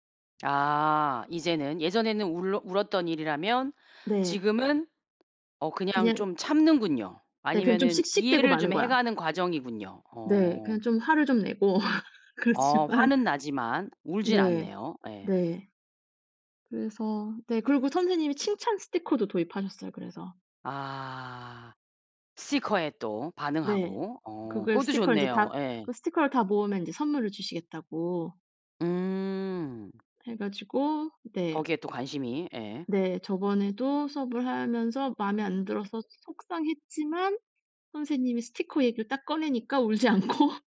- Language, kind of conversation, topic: Korean, podcast, 자녀가 실패했을 때 부모는 어떻게 반응해야 할까요?
- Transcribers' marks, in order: laugh; laughing while speaking: "그렇지만"; laughing while speaking: "울지 않고"